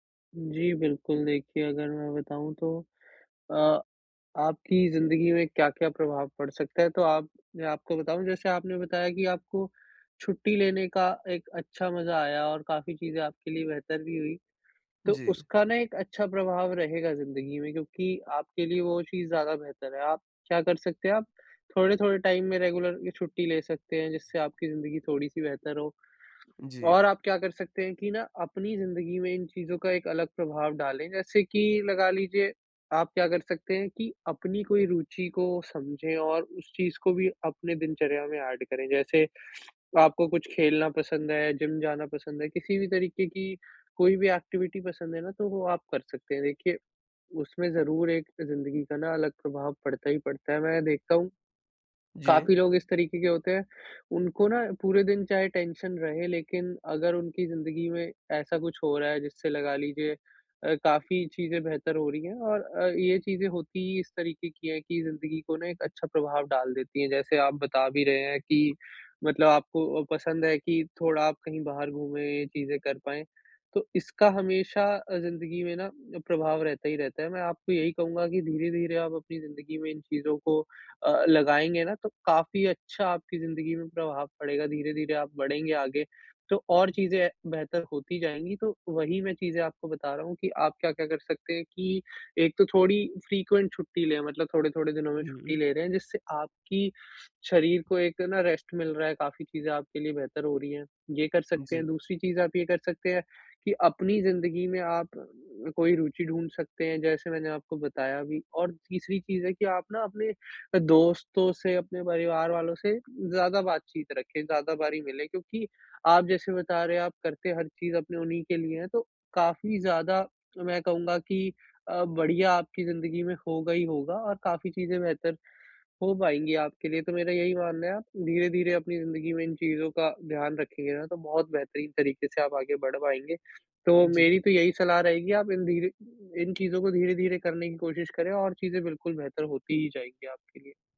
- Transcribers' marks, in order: in English: "टाइम"; in English: "रेगुलर"; in English: "एड"; other background noise; in English: "एक्टिविटी"; in English: "टेंशन"; in English: "फ्रीक्वेंट"; in English: "रेस्ट"
- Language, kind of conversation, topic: Hindi, advice, काम और स्वास्थ्य के बीच संतुलन बनाने के उपाय